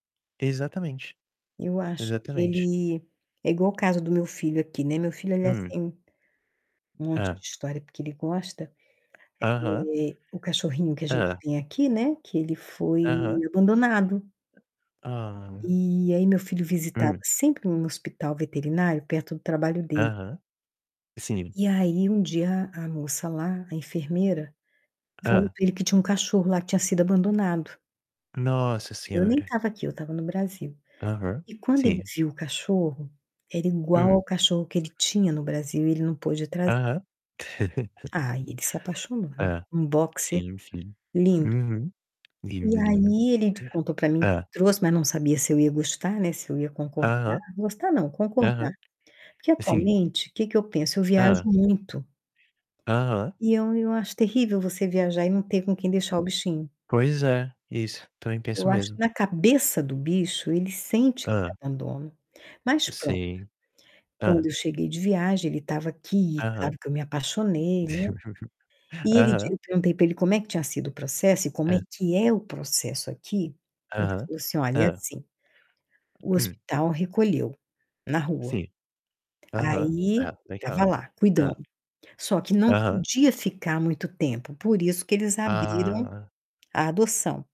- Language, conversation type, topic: Portuguese, unstructured, Como convencer alguém a não abandonar um cachorro ou um gato?
- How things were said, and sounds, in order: tapping; laugh; other background noise; laugh